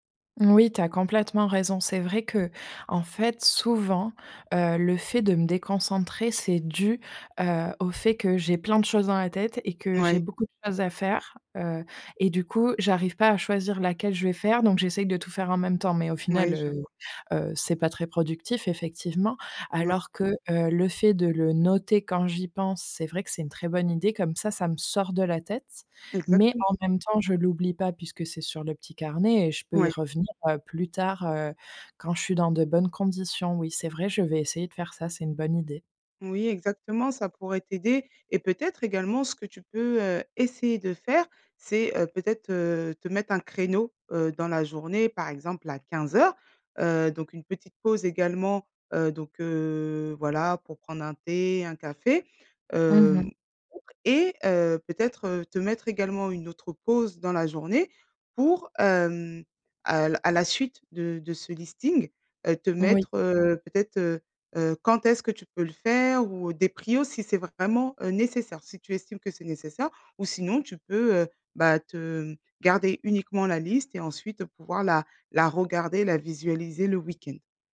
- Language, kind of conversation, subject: French, advice, Quelles sont vos distractions les plus fréquentes et comment vous autosabotez-vous dans vos habitudes quotidiennes ?
- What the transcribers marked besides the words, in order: tapping; other background noise; stressed: "noter"; "priorités" said as "prios"